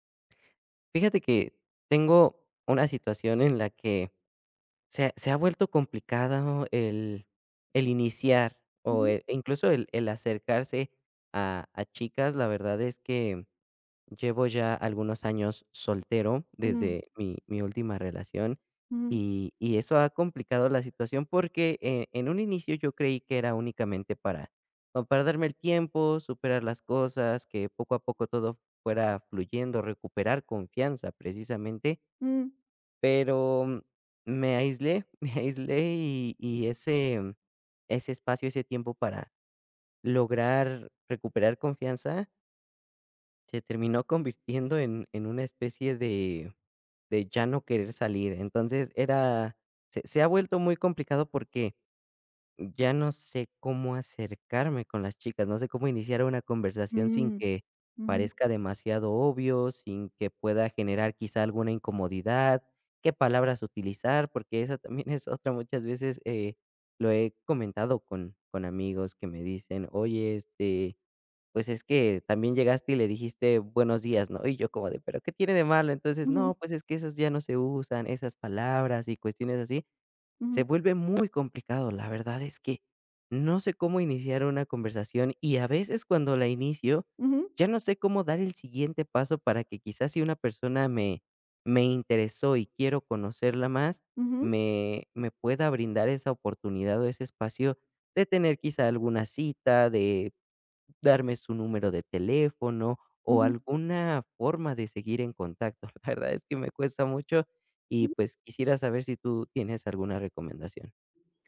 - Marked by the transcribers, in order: tapping; laughing while speaking: "me"
- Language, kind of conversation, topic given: Spanish, advice, ¿Cómo puedo ganar confianza para iniciar y mantener citas románticas?